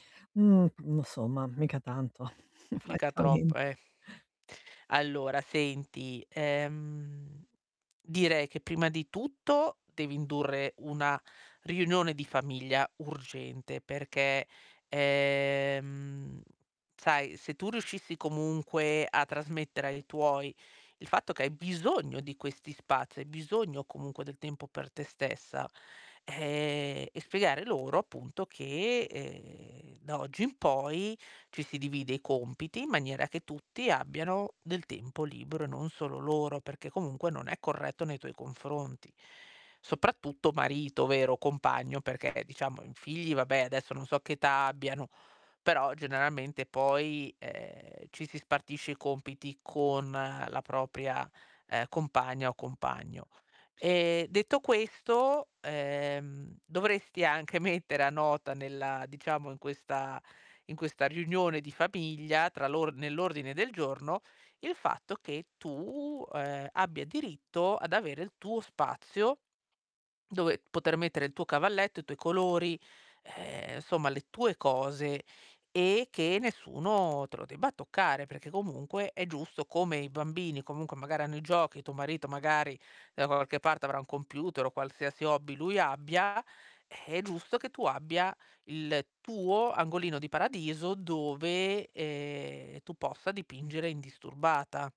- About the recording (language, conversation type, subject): Italian, advice, Come posso ritagliarmi del tempo libero per coltivare i miei hobby e rilassarmi a casa?
- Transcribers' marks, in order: tapping; static; laughing while speaking: "francamente"; drawn out: "ehm"; distorted speech; drawn out: "ehm"; laughing while speaking: "mettere"